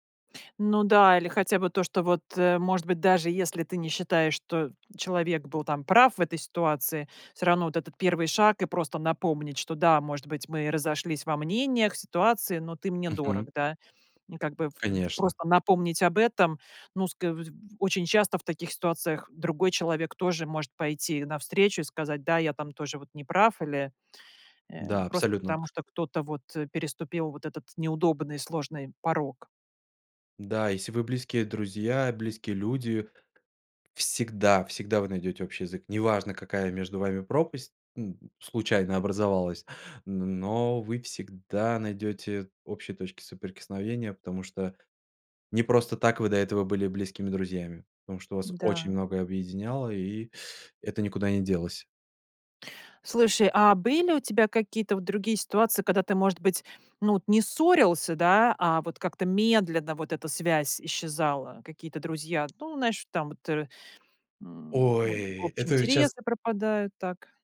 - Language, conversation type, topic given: Russian, podcast, Как вернуть утраченную связь с друзьями или семьёй?
- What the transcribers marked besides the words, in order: tapping; other background noise